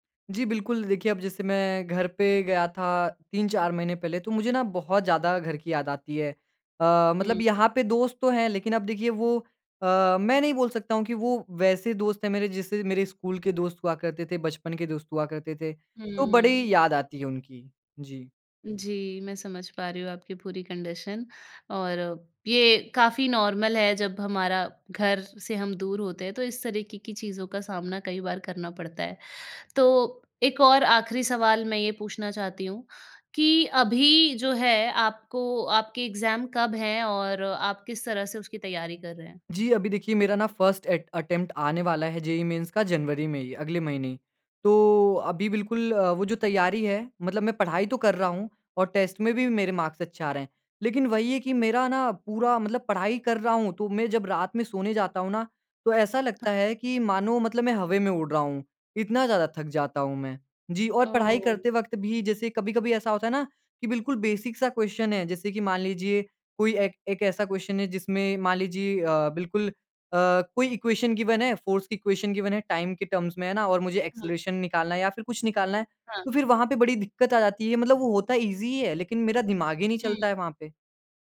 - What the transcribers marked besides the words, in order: in English: "कंडीशन"; in English: "नॉर्मल"; in English: "एग्ज़ाम"; in English: "फ़र्स्ट"; in English: "अटेम्प्ट"; tapping; in English: "टेस्ट"; in English: "मार्क्स"; in English: "बेसिक क्वेस्चन"; in English: "क्वेस्चन"; in English: "क्वेस्चन"; in English: "इक्वेशन गिवेन"; in English: "फ़ोर्स"; in English: "इक्वेशन गिवेन"; in English: "टाइम"; in English: "टर्म्स"; in English: "ऐक्सेलरेशन"; in English: "ईजी"
- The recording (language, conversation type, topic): Hindi, advice, दिनचर्या बदलने के बाद भी मेरी ऊर्जा में सुधार क्यों नहीं हो रहा है?